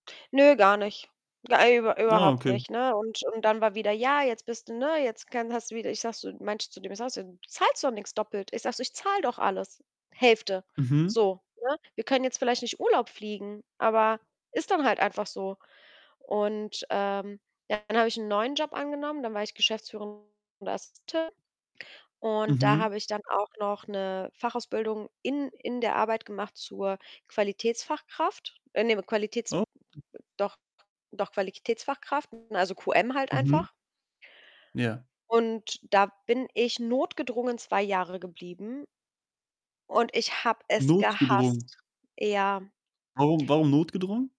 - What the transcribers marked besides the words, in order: static; distorted speech; unintelligible speech; tapping
- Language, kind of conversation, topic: German, podcast, Wie kann man über Geld sprechen, ohne sich zu streiten?